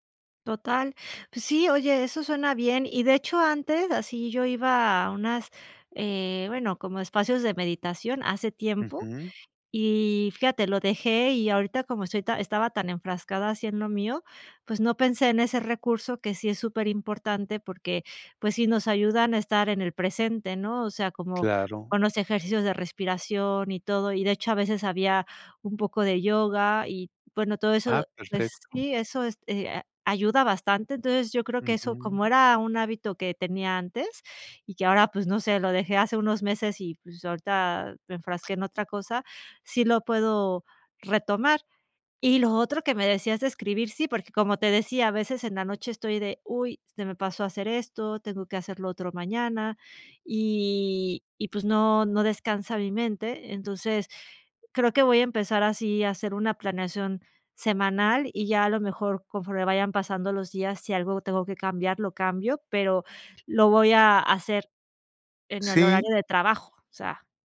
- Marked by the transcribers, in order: other background noise
- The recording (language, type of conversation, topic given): Spanish, advice, ¿Por qué me cuesta relajarme y desconectar?